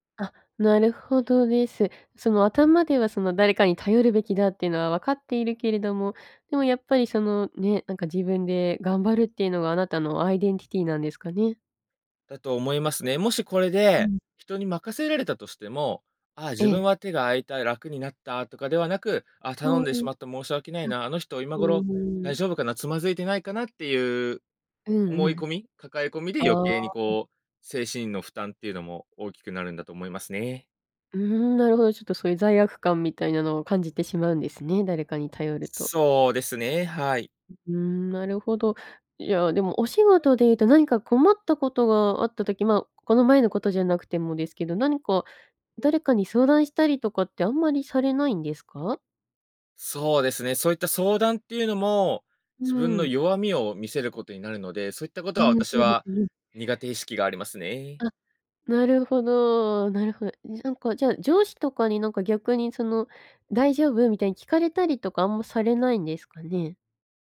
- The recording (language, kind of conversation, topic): Japanese, advice, なぜ私は人に頼らずに全部抱え込み、燃え尽きてしまうのでしょうか？
- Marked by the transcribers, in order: none